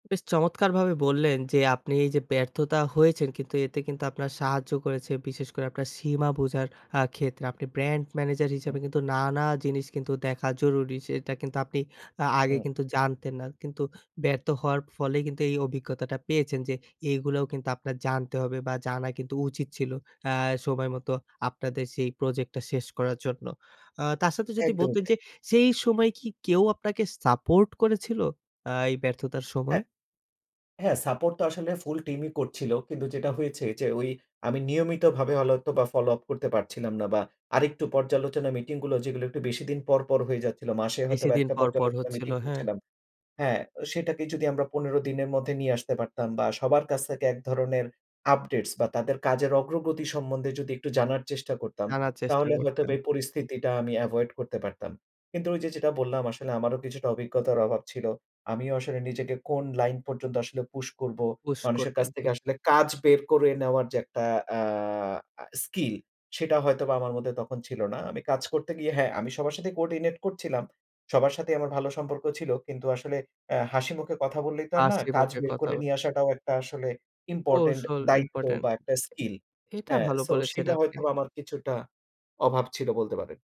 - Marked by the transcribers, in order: in English: "এভয়েড"; in English: "কোঅর্ডিনেট"; other background noise
- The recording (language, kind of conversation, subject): Bengali, podcast, একটি ব্যর্থতার গল্প বলুন—সেই অভিজ্ঞতা থেকে আপনি কী শিখেছিলেন?